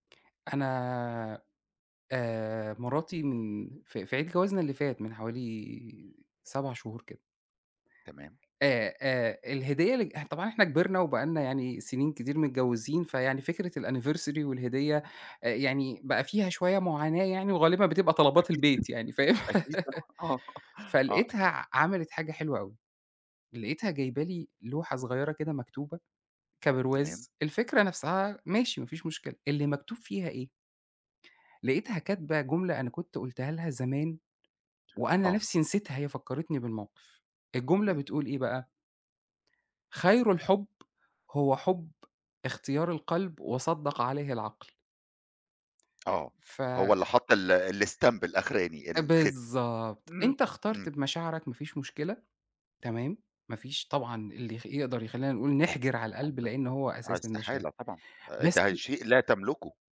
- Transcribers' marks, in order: tapping; in English: "الAnniversary"; laughing while speaking: "آه"; laugh; in English: "الstamp"; unintelligible speech
- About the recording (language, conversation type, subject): Arabic, podcast, إزاي بتعرف إن ده حب حقيقي؟